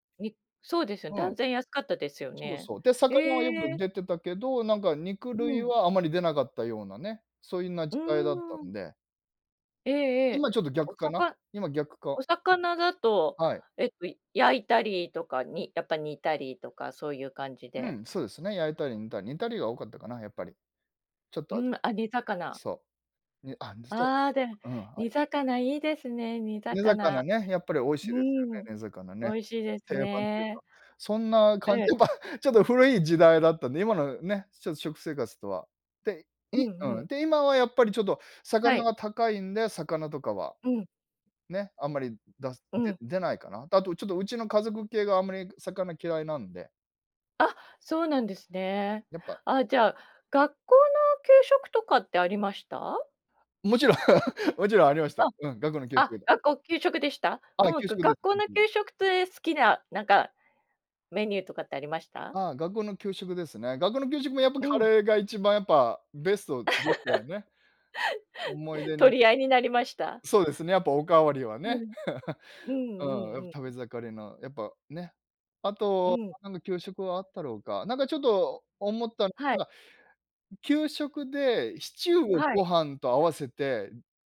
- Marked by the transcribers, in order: tapping; laughing while speaking: "ぱ、ちょっと古い"; laugh; laugh; laugh; other noise
- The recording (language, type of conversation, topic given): Japanese, podcast, 子どもの頃、いちばん印象に残っている食べ物の思い出は何ですか？